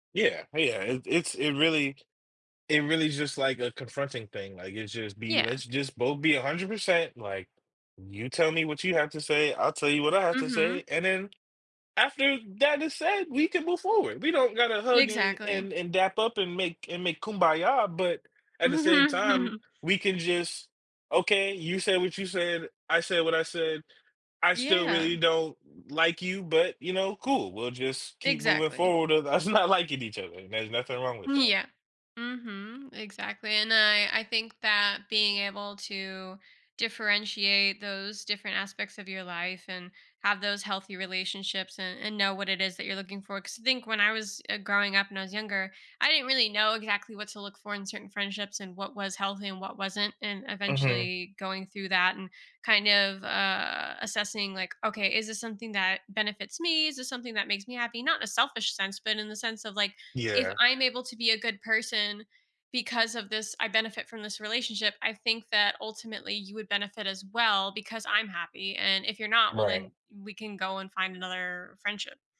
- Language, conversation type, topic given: English, unstructured, How can we maintain healthy friendships when feelings of jealousy arise?
- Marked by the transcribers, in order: chuckle